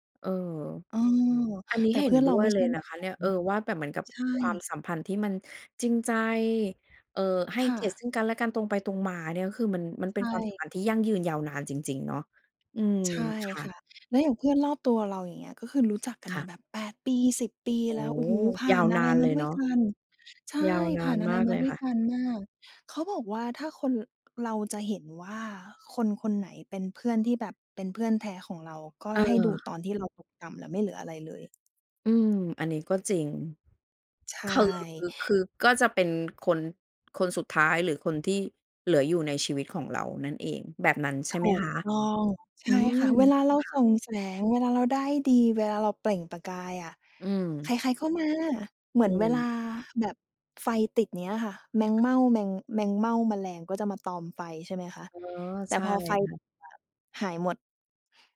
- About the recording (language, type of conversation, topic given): Thai, podcast, ความสัมพันธ์แบบไหนที่ช่วยเติมความหมายให้ชีวิตคุณ?
- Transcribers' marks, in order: other background noise; tapping; stressed: "คือ"